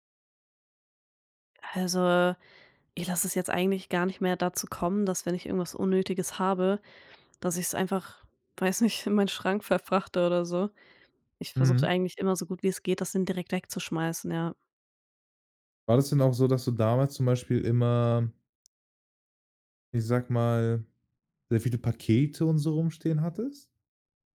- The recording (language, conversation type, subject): German, podcast, Wie gehst du beim Ausmisten eigentlich vor?
- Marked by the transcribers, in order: laughing while speaking: "weiß nicht, in meinen Schrank verfrachte"